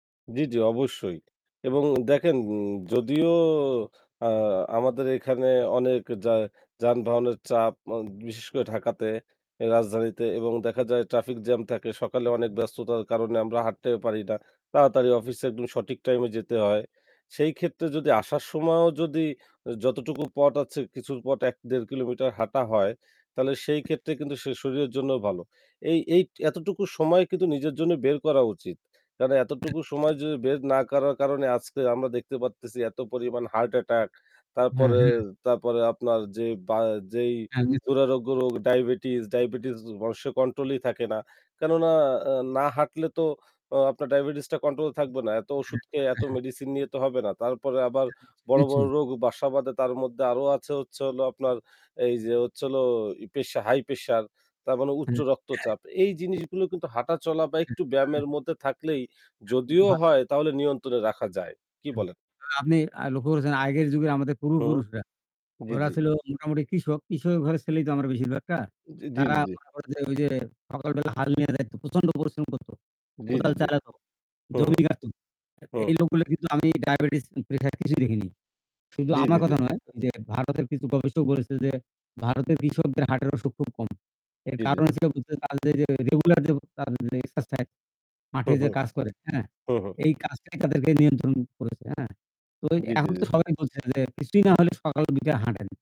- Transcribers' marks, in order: static; distorted speech; tapping; other background noise; other noise; unintelligible speech
- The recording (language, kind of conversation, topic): Bengali, unstructured, আপনি কেন মনে করেন যে নিজের জন্য সময় বের করা জরুরি?